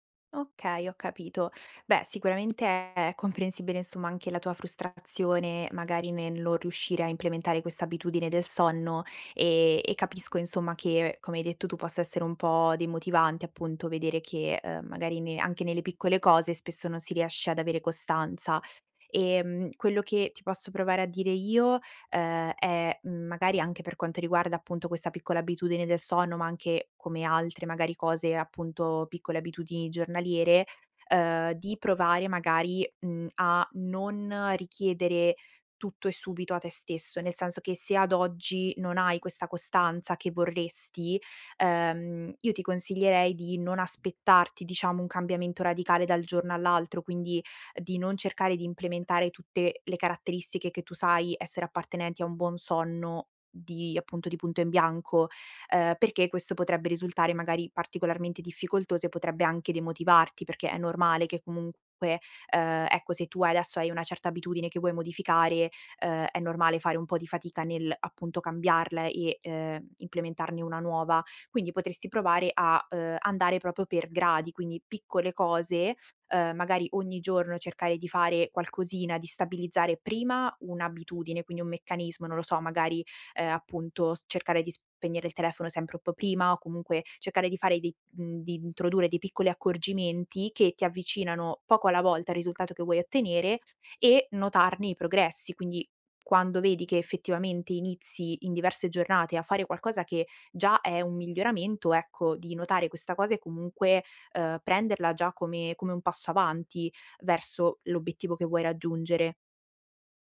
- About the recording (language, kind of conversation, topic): Italian, advice, Come posso costruire abitudini quotidiane che riflettano davvero chi sono e i miei valori?
- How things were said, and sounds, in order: "abitudini" said as "abitudii"; "proprio" said as "propio"